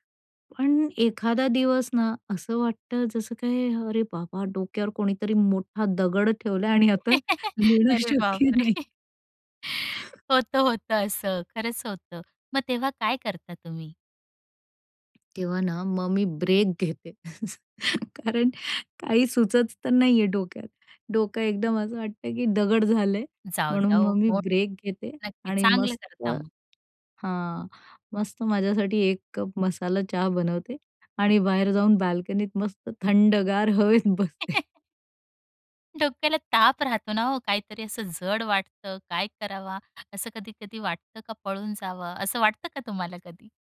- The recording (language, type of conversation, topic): Marathi, podcast, तुम्हाला सगळं जड वाटत असताना तुम्ही स्वतःला प्रेरित कसं ठेवता?
- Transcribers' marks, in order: laugh; laughing while speaking: "अरे बापरे!"; laughing while speaking: "आता लिहणं शक्य नाही"; chuckle; other background noise; chuckle; laughing while speaking: "कारण काही सुचत तर नाही … की दगड झालंय"; tapping; laughing while speaking: "थंडगार हवेत बसते"; chuckle